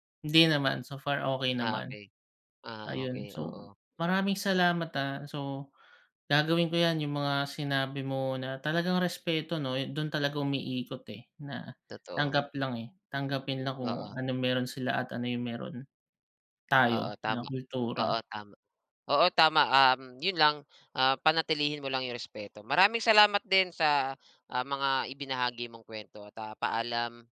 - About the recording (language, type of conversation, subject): Filipino, advice, Bakit nahihirapan kang tanggapin ang bagong pagkain o kultura ng iyong kapitbahay?
- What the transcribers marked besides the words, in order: none